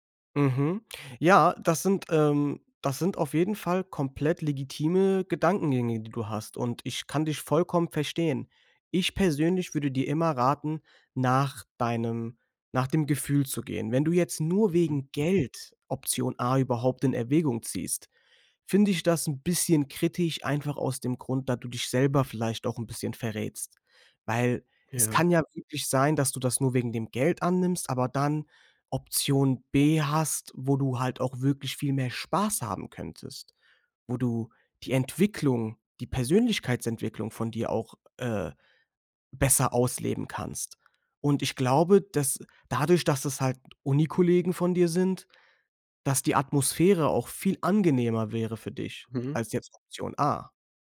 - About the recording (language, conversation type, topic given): German, advice, Wie wäge ich ein Jobangebot gegenüber mehreren Alternativen ab?
- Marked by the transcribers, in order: none